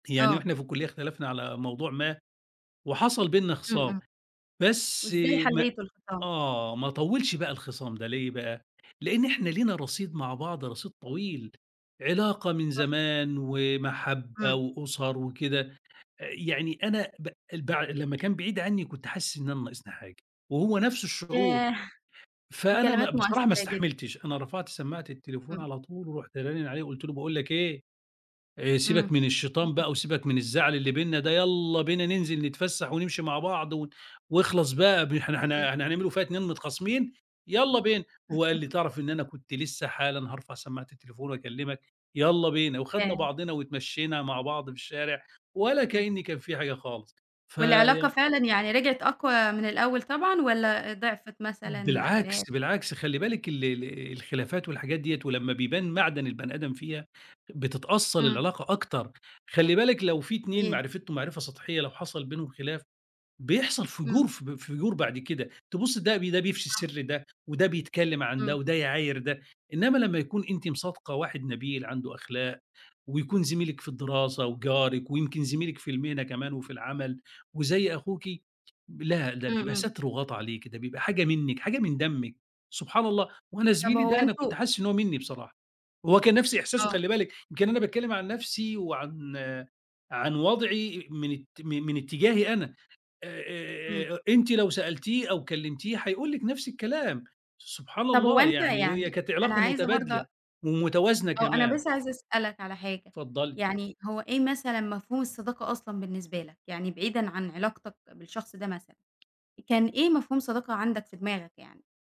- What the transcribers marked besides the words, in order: chuckle; chuckle; other noise; other background noise; tsk; tapping
- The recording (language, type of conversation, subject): Arabic, podcast, احكيلي عن صداقة مهمة غيرت حياتك؟